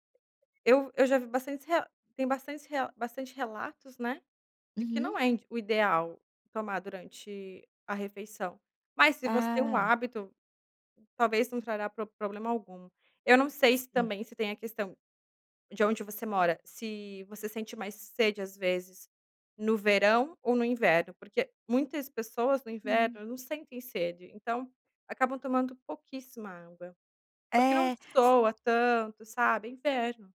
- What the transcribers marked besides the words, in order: "sua" said as "soa"
- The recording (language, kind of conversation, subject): Portuguese, advice, Como posso evitar esquecer de beber água ao longo do dia?
- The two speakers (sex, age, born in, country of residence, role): female, 30-34, Brazil, Italy, advisor; female, 40-44, Brazil, United States, user